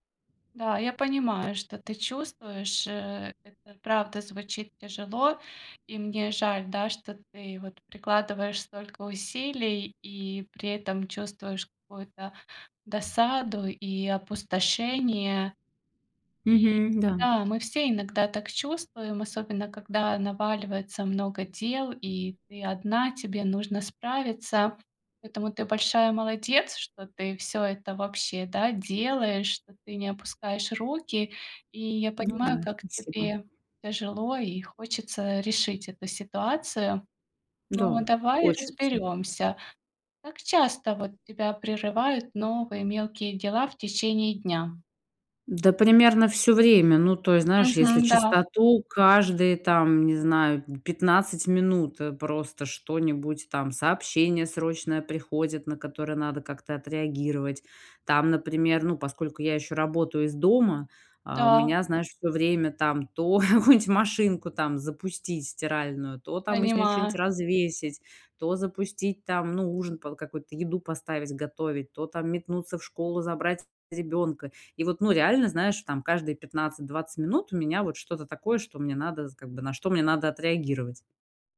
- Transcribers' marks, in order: other background noise; tapping; chuckle
- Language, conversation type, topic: Russian, advice, Как перестать терять время на множество мелких дел и успевать больше?